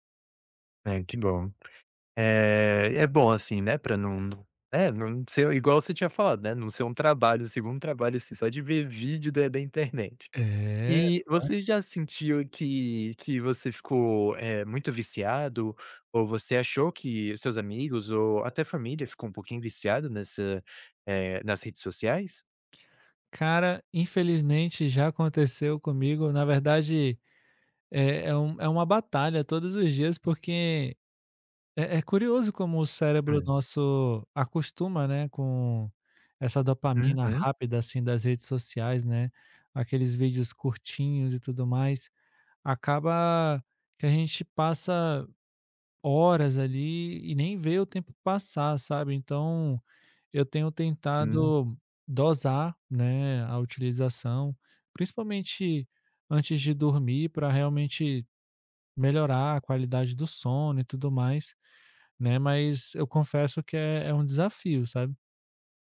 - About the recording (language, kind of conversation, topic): Portuguese, podcast, Como o celular e as redes sociais afetam suas amizades?
- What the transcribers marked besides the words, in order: tapping